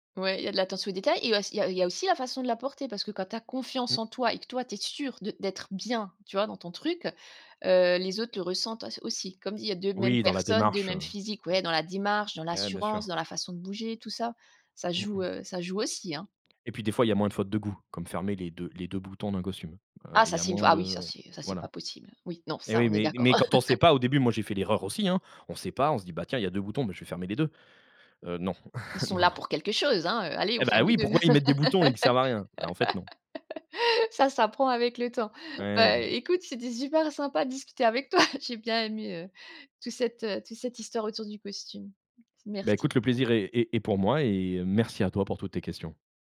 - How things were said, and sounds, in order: chuckle; chuckle; laugh; chuckle; other noise
- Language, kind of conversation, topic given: French, podcast, Quel style te donne tout de suite confiance ?